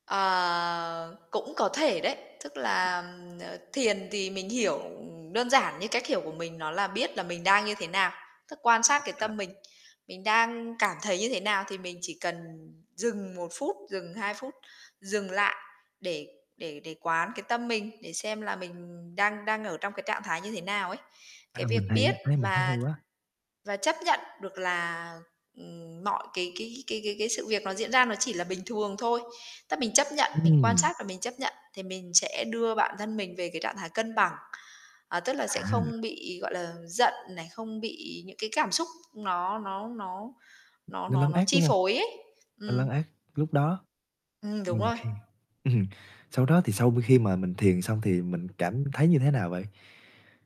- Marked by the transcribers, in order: drawn out: "Ờ"; static; other background noise; distorted speech; other noise; laughing while speaking: "ừm"
- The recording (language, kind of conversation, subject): Vietnamese, podcast, Làm sao bạn giữ được động lực học khi cảm thấy chán nản?